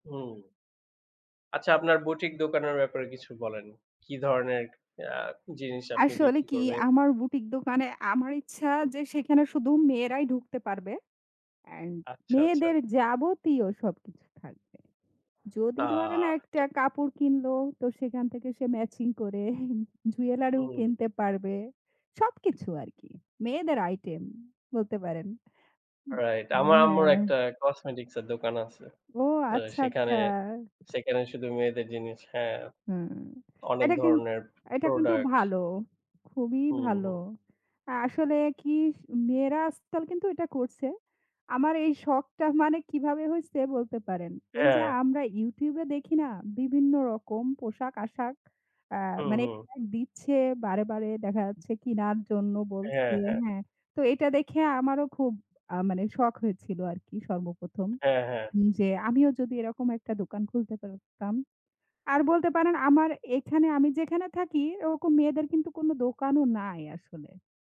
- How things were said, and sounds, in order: tapping; other background noise
- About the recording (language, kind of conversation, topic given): Bengali, unstructured, তুমি কীভাবে নিজের স্বপ্ন পূরণ করতে চাও?